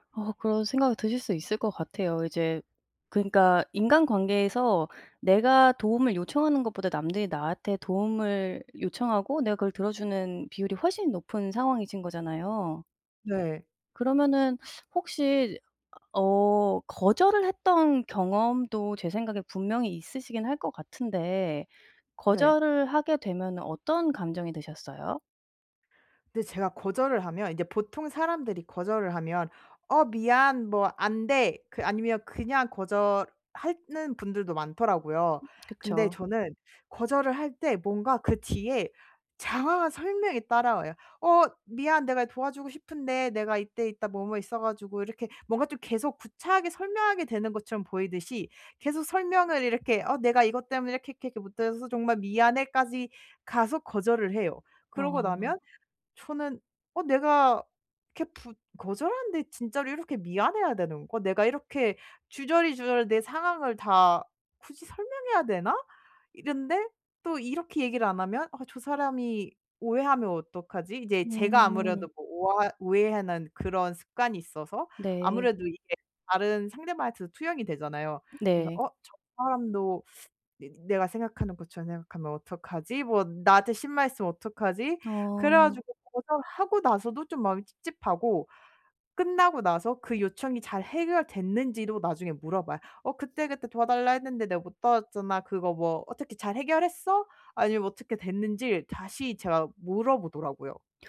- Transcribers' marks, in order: teeth sucking; other background noise; tapping
- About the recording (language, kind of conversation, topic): Korean, advice, 어떻게 하면 죄책감 없이 다른 사람의 요청을 자연스럽게 거절할 수 있을까요?